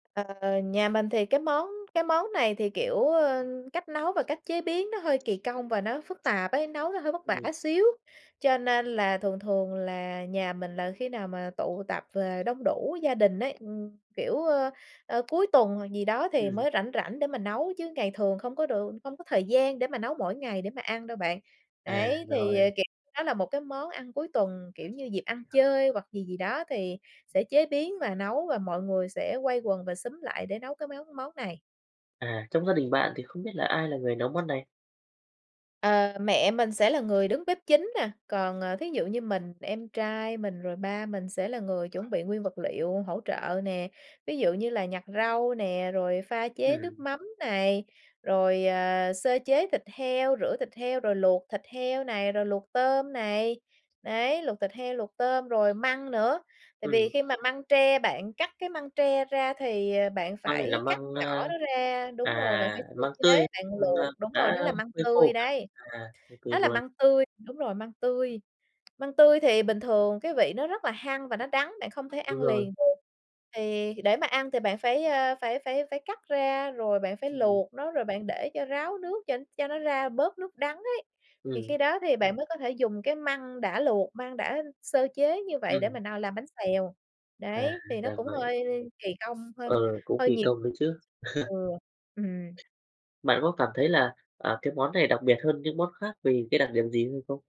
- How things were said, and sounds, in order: tapping; other background noise; chuckle
- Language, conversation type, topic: Vietnamese, podcast, Món ăn gia đình nào luôn làm bạn thấy ấm áp?